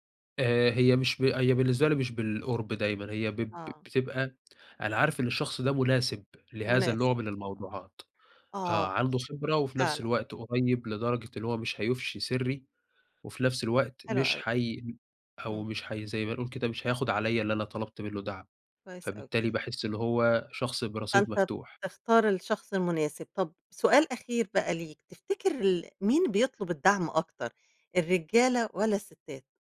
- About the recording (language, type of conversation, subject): Arabic, podcast, ازاي نشجّع الناس يطلبوا دعم من غير خوف؟
- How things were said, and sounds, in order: tapping; other background noise